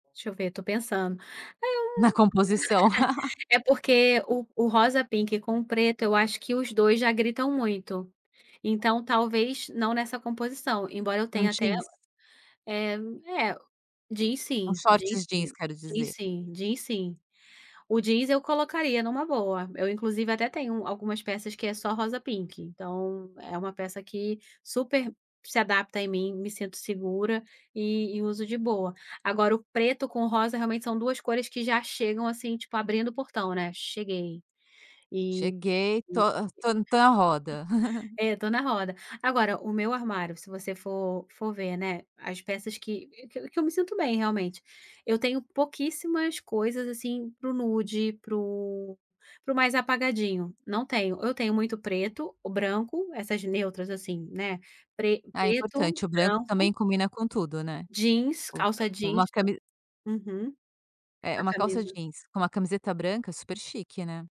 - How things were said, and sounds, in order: tapping; laugh; other background noise; chuckle; unintelligible speech
- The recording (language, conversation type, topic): Portuguese, podcast, Que roupa te faz sentir protegido ou seguro?